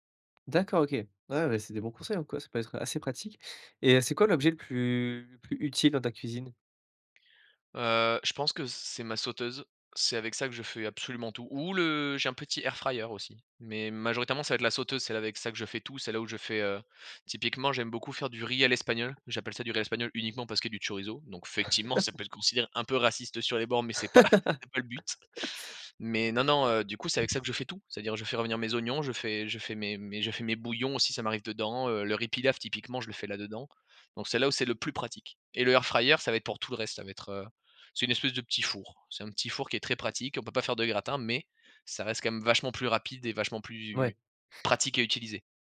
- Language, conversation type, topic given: French, podcast, Comment organises-tu ta cuisine au quotidien ?
- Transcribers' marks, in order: laugh; laugh; laughing while speaking: "c'est pas le but"